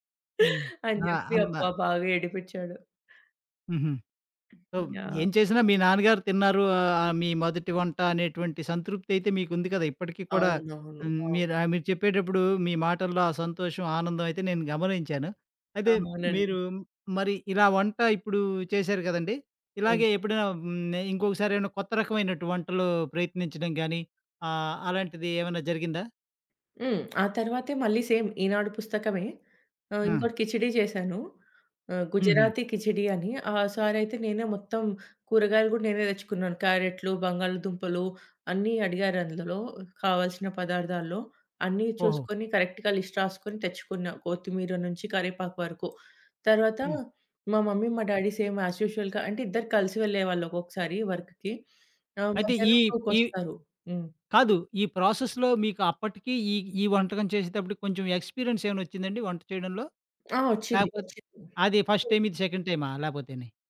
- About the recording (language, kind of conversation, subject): Telugu, podcast, మీకు గుర్తున్న మొదటి వంట జ్ఞాపకం ఏమిటి?
- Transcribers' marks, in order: in English: "సో"; other background noise; in English: "సేమ్"; in English: "కరెక్ట్‌గా లిస్ట్"; in English: "మమ్మీ"; in English: "డ్యాడీ సేమ్ యాజ్ యూజువల్‌గా"; in English: "వర్క్‌కి"; in English: "టూకి"; in English: "ప్రాసెస్‌లో"; in English: "ఎక్స్‌పీరియన్స్"; in English: "ఫస్ట్ టైమ్"